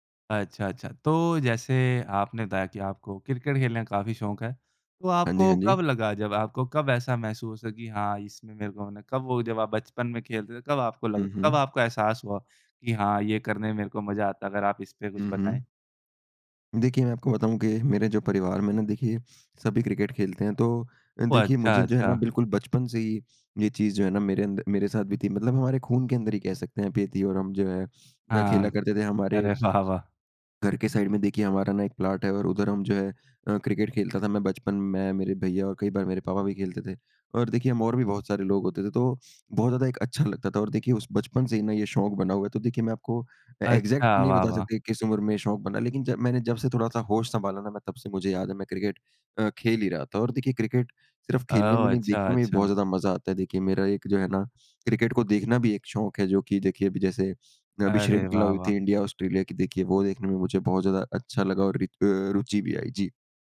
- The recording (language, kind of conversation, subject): Hindi, podcast, कौन सा शौक आपको सबसे ज़्यादा सुकून देता है?
- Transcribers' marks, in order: laughing while speaking: "वाह! वाह!"; in English: "साइड"; in English: "एग्ज़ैक्ट"